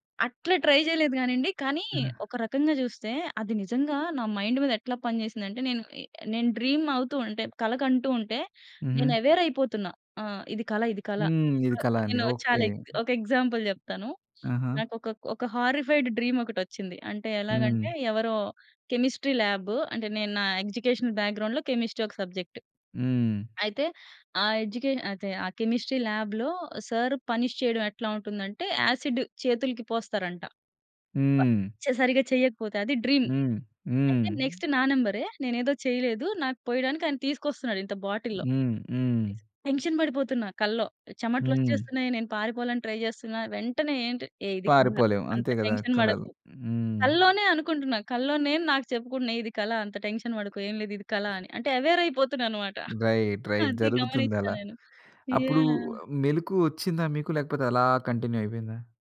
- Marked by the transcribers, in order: in English: "ట్రై"; other noise; in English: "మైండ్"; in English: "డ్రీమ్"; in English: "ఎవేర్"; in English: "ఎగ్జాంపుల్"; in English: "హారిఫైడ్ డ్రీమ్"; in English: "కెమిస్ట్రీ లాబ్"; in English: "బ్యాక్‌గ్రౌండ్‌లో కెమిస్ట్రీ"; in English: "సబ్జెక్ట్"; in English: "ఎడ్యుకేష"; in English: "కెమిస్ట్రీ లాబ్‌లో సర్ పనిష్"; in English: "యాసిడ్"; in English: "డ్రీమ్"; in English: "నెక్స్ట్"; in English: "బాటిల్‌లో"; in English: "టెన్షన్"; in English: "ట్రై"; in English: "టెన్షన్"; in English: "టెన్షన్"; other background noise; in English: "ఎవేర్"; in English: "రైట్. రైట్"; chuckle; in English: "కంటిన్యూ"
- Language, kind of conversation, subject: Telugu, podcast, ఇప్పటివరకు మీరు బింగే చేసి చూసిన ధారావాహిక ఏది, ఎందుకు?